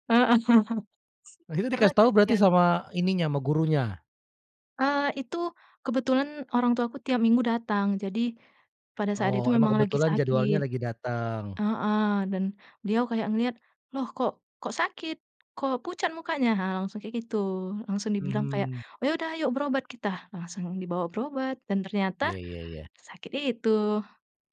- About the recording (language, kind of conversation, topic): Indonesian, podcast, Bagaimana cara keluarga kalian menunjukkan kasih sayang dalam keseharian?
- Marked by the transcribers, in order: none